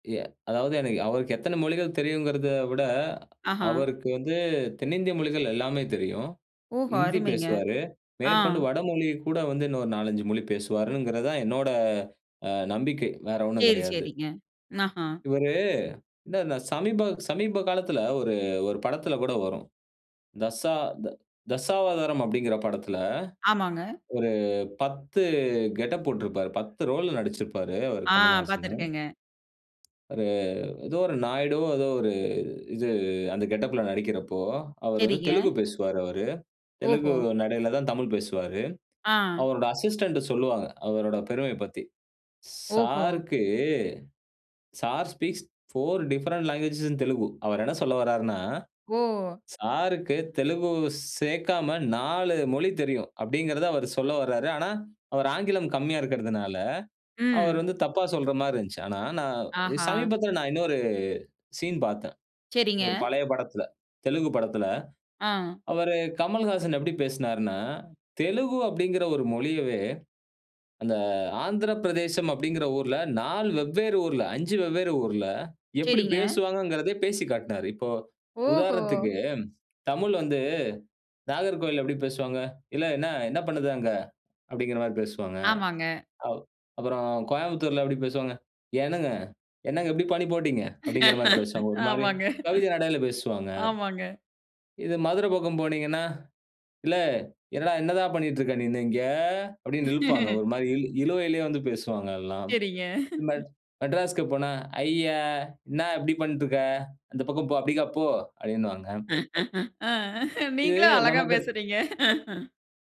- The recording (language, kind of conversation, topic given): Tamil, podcast, உங்களுக்குப் பிடித்த ஒரு கலைஞர் உங்களை எப்படித் தூண்டுகிறார்?
- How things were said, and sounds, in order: "சரி" said as "சேரி"; "சரிங்க" said as "சேரிங்க"; drawn out: "இவரு"; other noise; in English: "அசிஸ்டன்ட்"; drawn out: "சாருக்கு"; in English: "ஸ்பீக்ஸ் ஃபோர் டிஃபரண்ட் லாங்குவேஜ் இன்"; in English: "சீன் பாத்தேன்"; laugh; drawn out: "இங்க"; chuckle; tapping; laughing while speaking: "சரிங்க"; laughing while speaking: "ஆ நீங்களும் அழகா பேசுறீங்க"